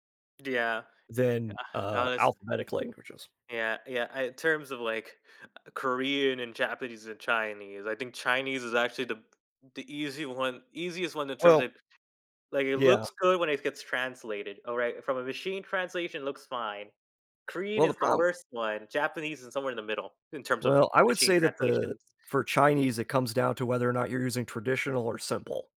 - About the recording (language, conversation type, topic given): English, unstructured, How does the way a story is told affect how deeply we connect with it?
- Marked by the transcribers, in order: sigh